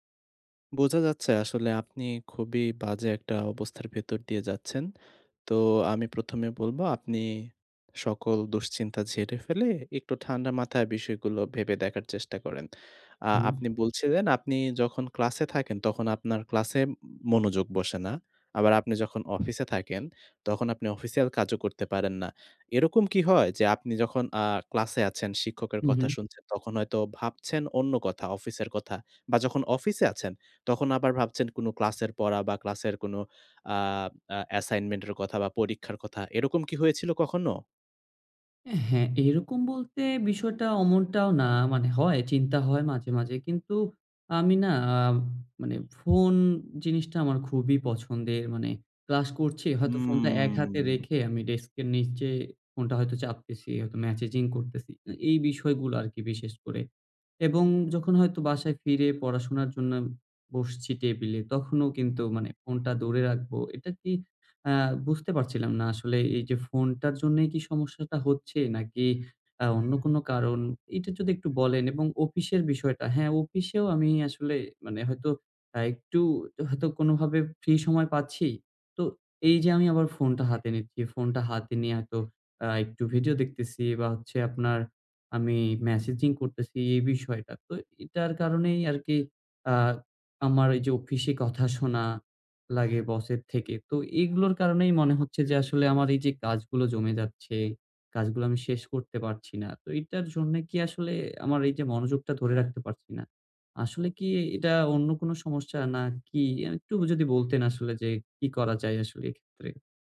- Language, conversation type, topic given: Bengali, advice, কাজের মধ্যে মনোযোগ ধরে রাখার নতুন অভ্যাস গড়তে চাই
- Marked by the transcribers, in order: other background noise; horn; drawn out: "হুম"; "ম্যাসেজিং" said as "ম্যাছেজিং"; "অফিসের" said as "অপিসের"; "অফিসেও" said as "অপিসেও"